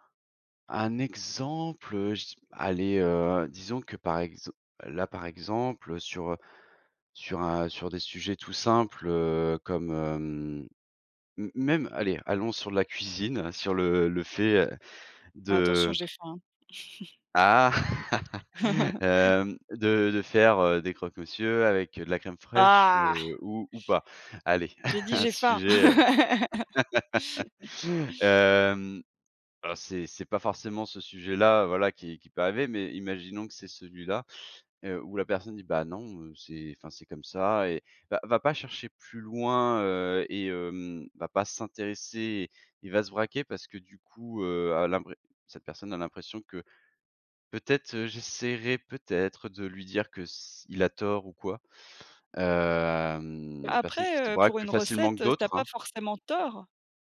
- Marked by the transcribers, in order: tapping; laugh; disgusted: "Ah !"; laugh; laugh; drawn out: "Hem"
- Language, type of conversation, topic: French, podcast, Comment transformes-tu un malentendu en conversation constructive ?